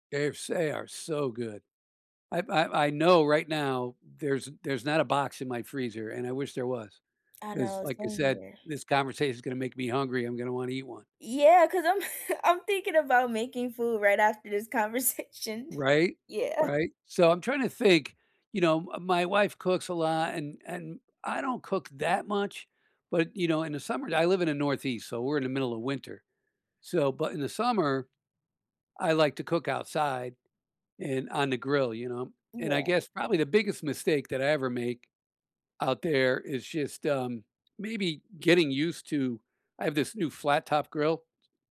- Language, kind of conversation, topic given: English, unstructured, What is a cooking mistake you have learned from?
- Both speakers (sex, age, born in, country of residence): female, 20-24, United States, United States; male, 65-69, United States, United States
- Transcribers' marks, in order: chuckle; laughing while speaking: "conversation"; other background noise